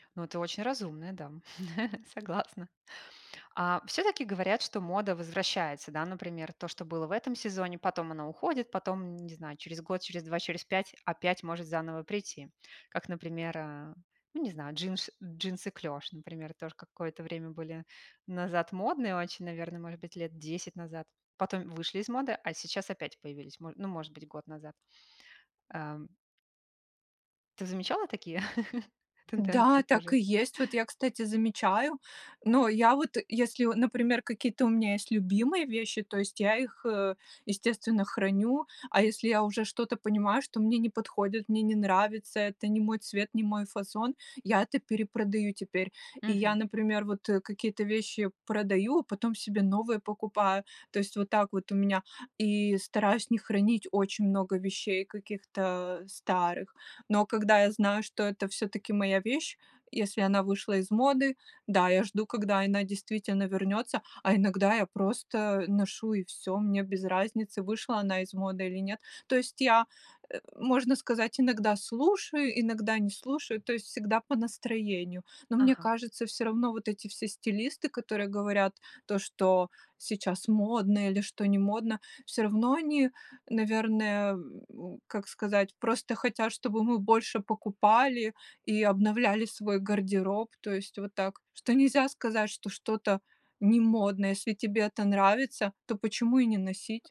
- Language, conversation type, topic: Russian, podcast, Откуда ты черпаешь вдохновение для создания образов?
- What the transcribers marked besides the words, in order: chuckle; laughing while speaking: "согласна"; chuckle; tapping